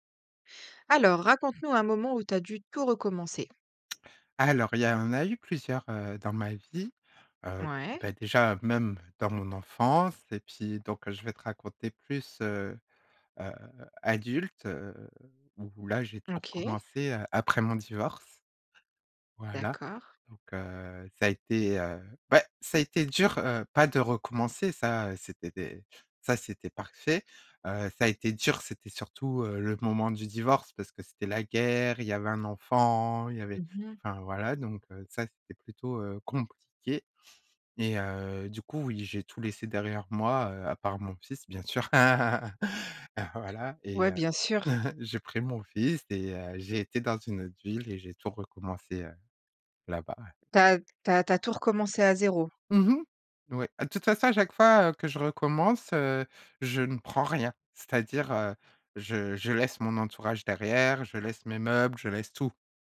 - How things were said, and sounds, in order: other background noise; stressed: "beh"; chuckle
- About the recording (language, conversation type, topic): French, podcast, Pouvez-vous raconter un moment où vous avez dû tout recommencer ?